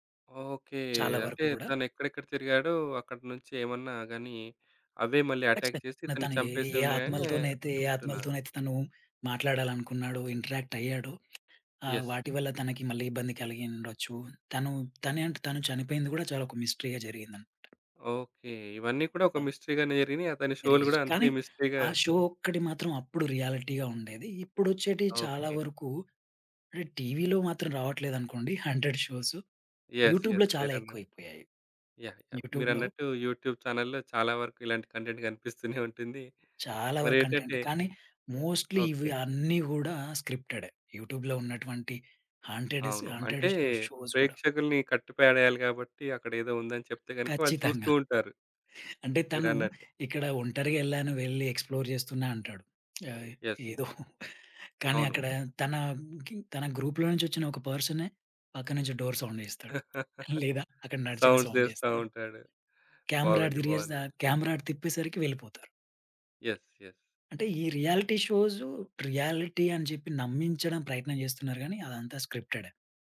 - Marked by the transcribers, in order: in English: "ఎటాక్"; other background noise; in English: "యెస్"; tapping; in English: "మిస్టరీ‌గా"; in English: "మిస్టరీగానే"; in English: "మిస్టరీగా"; in English: "షో"; in English: "రియాలిటీగా"; in English: "హన్‌టెడ్"; in English: "యెస్, యెస్"; in English: "యూట్యూబ్‌లో"; in English: "యూట్యూబ్‌లో"; in English: "యూట్యూబ్ ఛానెల్‌లో"; in English: "కంటెంట్"; laughing while speaking: "గనిపిస్తూనే ఉంటుంది"; in English: "మోస్ట్‌లీ"; in English: "యూట్యూబ్‌లో"; in English: "హాంటెడెస్ హాంటెడ్ ష్ షోస్"; in English: "ఎక్స్‌ప్లోర్"; in English: "యెస్"; giggle; in English: "గ్రూప్‌లో"; in English: "డోర్ సౌండ్"; laugh; in English: "సౌండ్స్"; in English: "సౌండ్"; in English: "యెస్. యెస్"; in English: "రియాలిటీ"; in English: "రియాలిటీ"
- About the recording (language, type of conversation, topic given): Telugu, podcast, రియాలిటీ షోలు నిజంగానే నిజమేనా?